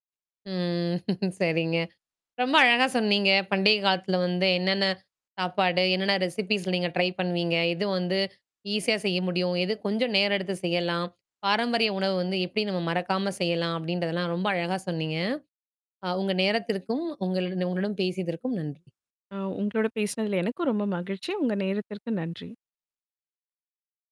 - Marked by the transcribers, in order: chuckle; "பண்டிகை" said as "பண்டிய"; in English: "ரெசிபிஸ்"; in English: "ட்ரை"; in English: "ஈஸியா"; other noise; static
- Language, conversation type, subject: Tamil, podcast, பண்டிகைக் காலத்தில் உங்கள் வீட்டில் உணவுக்காகப் பின்பற்றும் சிறப்பு நடைமுறைகள் என்னென்ன?